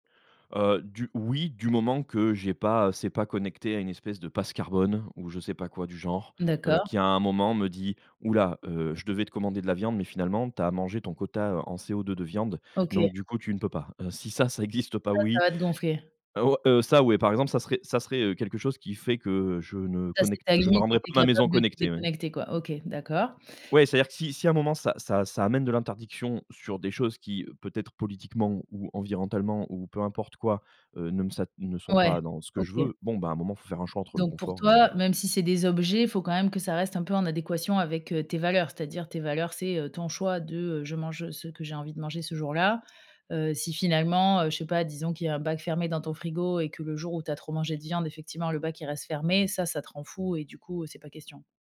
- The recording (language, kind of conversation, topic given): French, podcast, Comment vois-tu évoluer la maison connectée dans dix ans ?
- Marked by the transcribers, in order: stressed: "oui"; "environnementalement" said as "envirentalement"